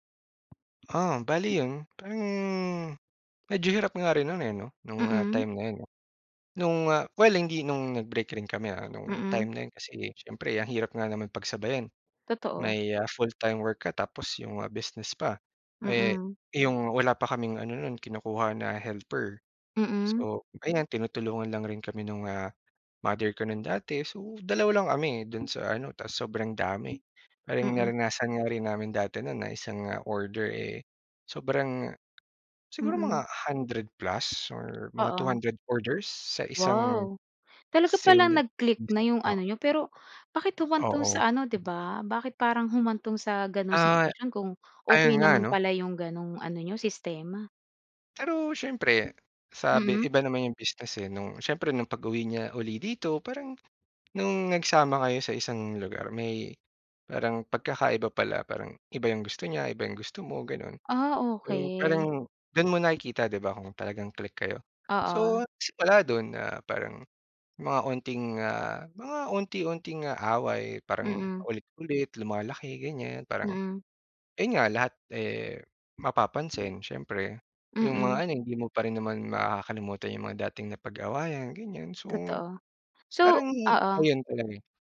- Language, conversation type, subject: Filipino, podcast, Paano ka nagpapasya kung iiwan mo o itutuloy ang isang relasyon?
- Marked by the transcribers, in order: tapping; other background noise; unintelligible speech; wind